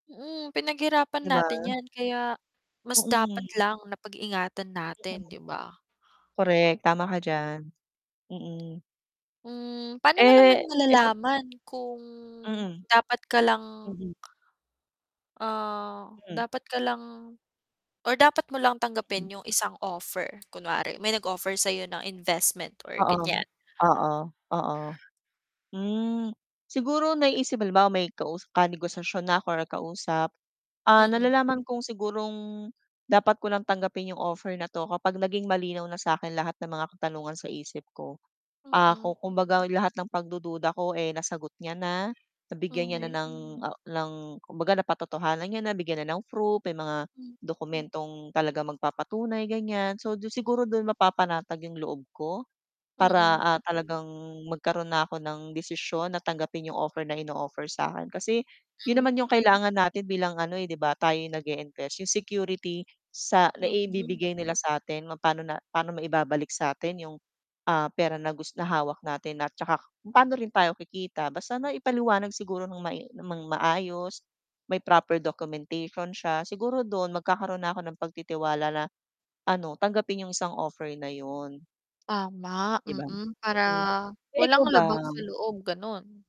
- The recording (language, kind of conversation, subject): Filipino, unstructured, Paano mo pinipili kung saan mo ilalagay ang iyong pera?
- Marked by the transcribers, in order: static; tapping; distorted speech; other background noise; mechanical hum